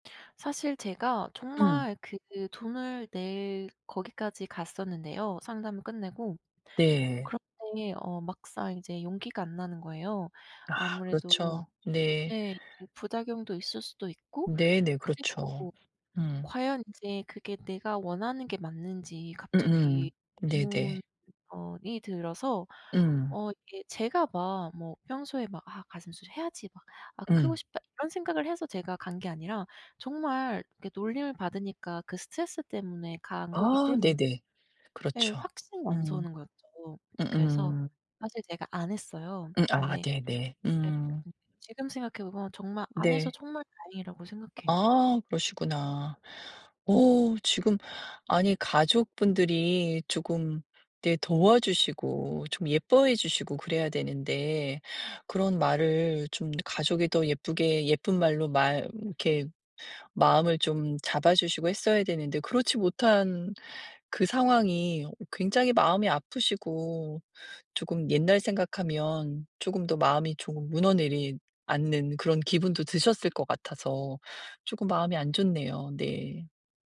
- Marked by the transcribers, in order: none
- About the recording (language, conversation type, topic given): Korean, advice, 외모나 몸 때문에 자신감이 떨어진다고 느끼시나요?